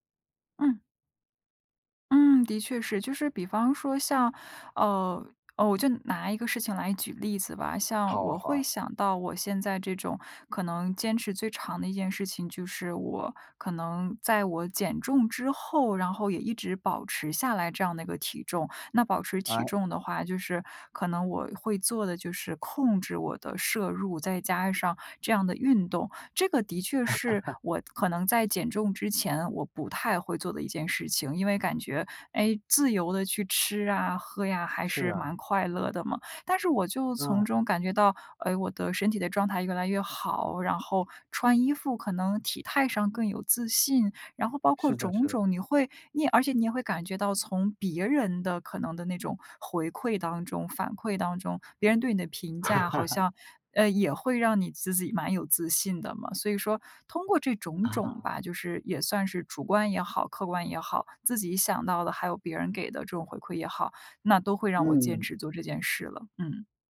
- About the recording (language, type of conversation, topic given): Chinese, podcast, 你觉得让你坚持下去的最大动力是什么？
- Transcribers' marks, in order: chuckle; chuckle